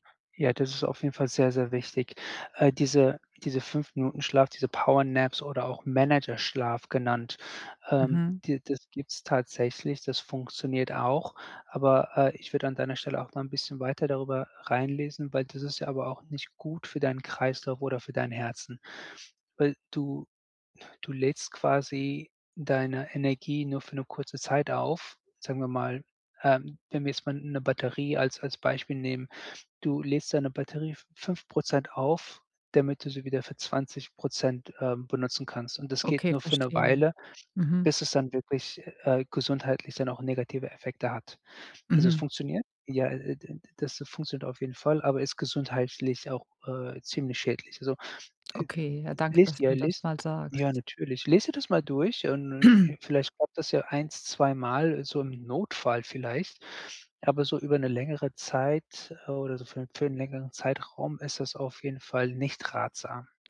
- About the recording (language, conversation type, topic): German, advice, Wie kann ich Nickerchen nutzen, um wacher zu bleiben?
- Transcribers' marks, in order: in English: "Power Naps"; throat clearing